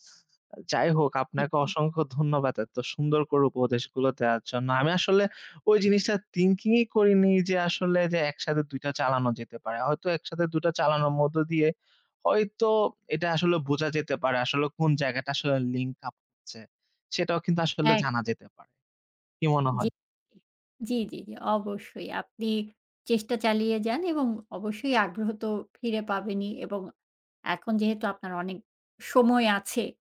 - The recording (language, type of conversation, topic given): Bengali, advice, পরিবারের প্রত্যাশা মানিয়ে চলতে গিয়ে কীভাবে আপনার নিজের পরিচয় চাপা পড়েছে?
- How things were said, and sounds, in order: in English: "thinking"; in English: "link up"